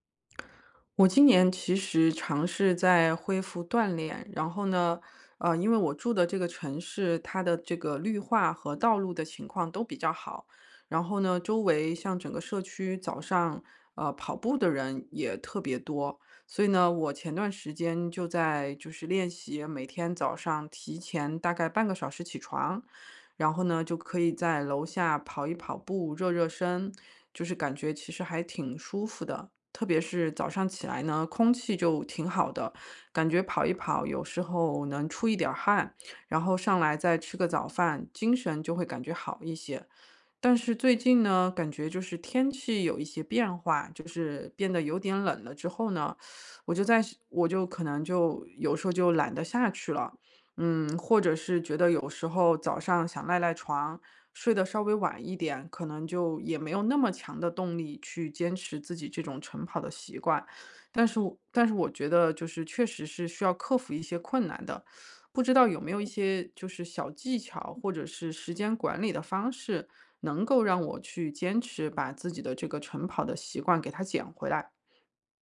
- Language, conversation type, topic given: Chinese, advice, 为什么早起并坚持晨间习惯对我来说这么困难？
- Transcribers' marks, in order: other background noise; teeth sucking; tapping; other noise